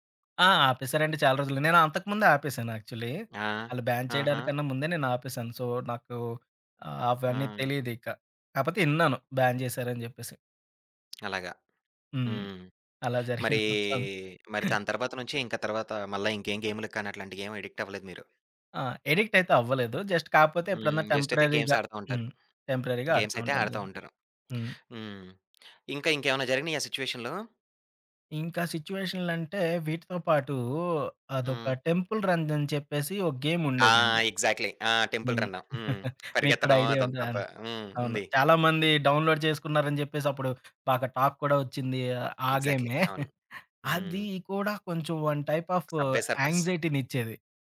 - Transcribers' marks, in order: in English: "యాక్చుల్లీ"; in English: "బ్యాన్"; in English: "సో"; in English: "బ్యాన్"; tapping; laughing while speaking: "జరిగింది మొత్తం"; in English: "జస్ట్"; in English: "జస్ట్"; in English: "టెంపరరీగా"; in English: "గేమ్స్"; in English: "టెంపరరీగా"; in English: "గేమ్స్"; in English: "టెంపుల్ రన్"; in English: "గేమ్"; in English: "ఎగ్జాక్ట్‌లీ"; chuckle; in English: "డౌన్‌లోడ్"; in English: "టాక్"; in English: "ఎగ్జాక్ట్‌లీ"; chuckle; in English: "వన్ టైప్ ఆఫ్ యాంక్సైటీనిచ్చేది"; in English: "సబ్‌వే సర్ఫర్స్"
- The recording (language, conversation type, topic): Telugu, podcast, కల్పిత ప్రపంచాల్లో ఉండటం మీకు ఆకర్షణగా ఉందా?